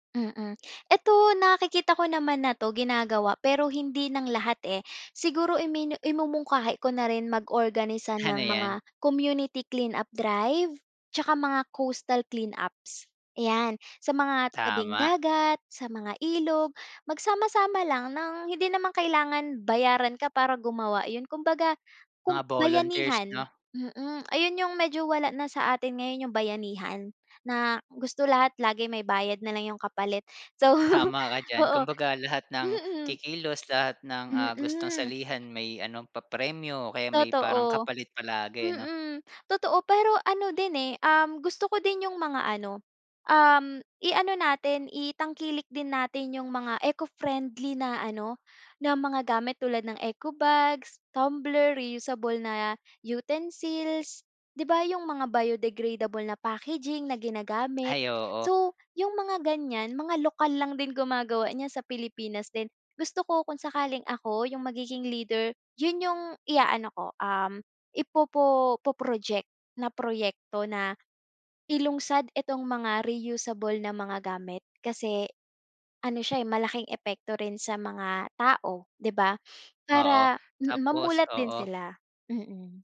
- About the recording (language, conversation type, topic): Filipino, podcast, Paano sa tingin mo dapat harapin ang problema ng plastik sa bansa?
- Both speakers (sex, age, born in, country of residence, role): female, 25-29, Philippines, Philippines, guest; male, 30-34, Philippines, Philippines, host
- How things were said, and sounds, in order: other background noise; laughing while speaking: "so"; wind; tapping; sniff